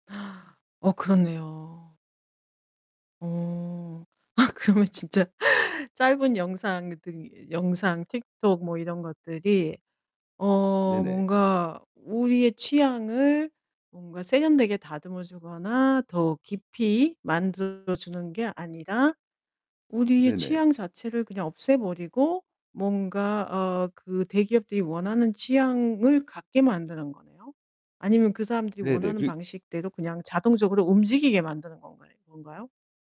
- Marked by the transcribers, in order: static; gasp; laughing while speaking: "아 그러면 진짜"; distorted speech; other background noise
- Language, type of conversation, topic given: Korean, podcast, 짧은 영상은 우리의 미디어 취향에 어떤 영향을 미쳤을까요?